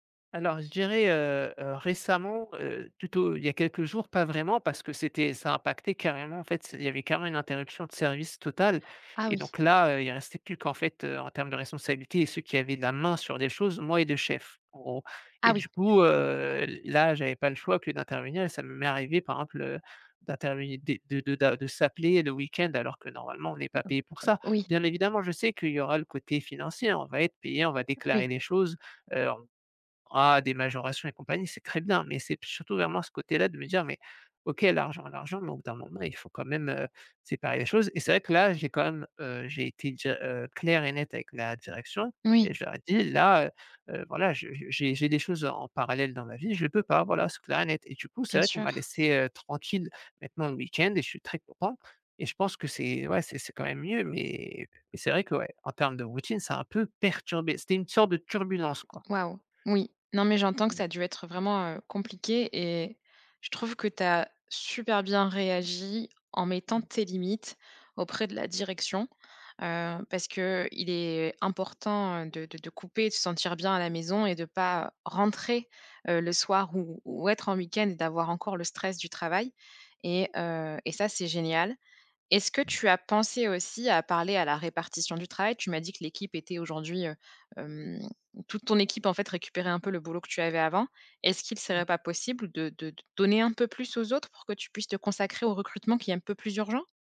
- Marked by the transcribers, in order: unintelligible speech; other background noise; stressed: "perturbé"; unintelligible speech
- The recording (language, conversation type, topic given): French, advice, Comment décririez-vous un changement majeur de rôle ou de responsabilités au travail ?